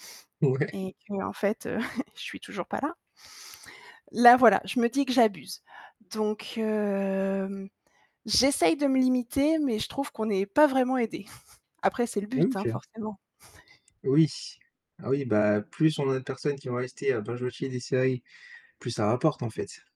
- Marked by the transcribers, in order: laughing while speaking: "Ouais"; other background noise; distorted speech; chuckle; drawn out: "hem"; chuckle; tapping; chuckle
- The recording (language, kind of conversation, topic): French, podcast, Peux-tu nous expliquer pourquoi on enchaîne autant les épisodes de séries ?